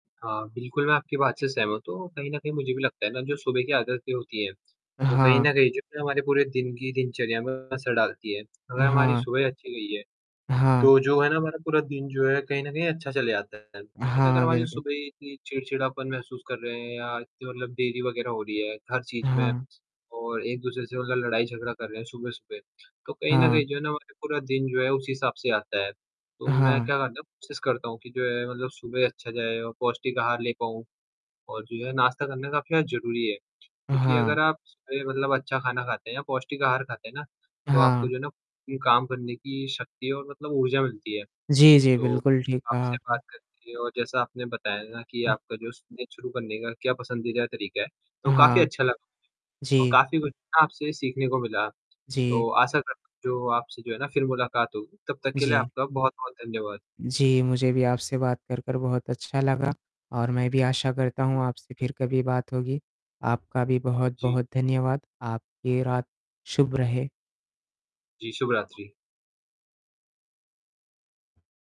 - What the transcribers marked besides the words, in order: distorted speech; tapping
- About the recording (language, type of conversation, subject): Hindi, unstructured, आपको अपना दिन शुरू करने का सबसे पसंदीदा तरीका क्या है?